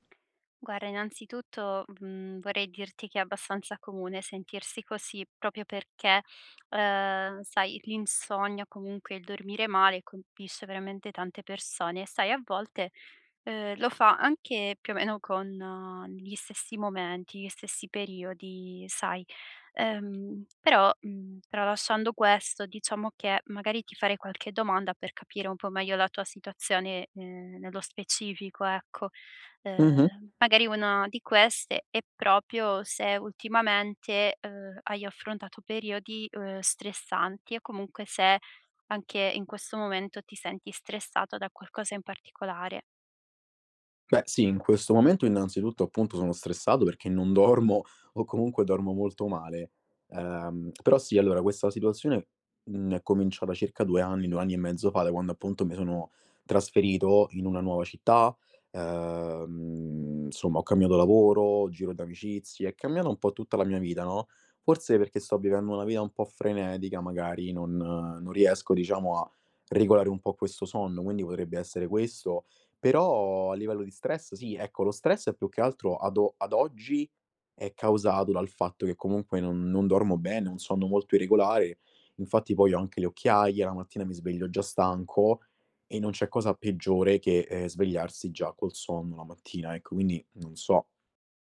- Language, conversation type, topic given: Italian, advice, Perché il mio sonno rimane irregolare nonostante segua una routine serale?
- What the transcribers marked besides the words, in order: "Guarda" said as "guara"; "proprio" said as "propio"; tapping; "proprio" said as "propio"; laughing while speaking: "dormo"; "insomma" said as "nsomma"; "irregolare" said as "iregolare"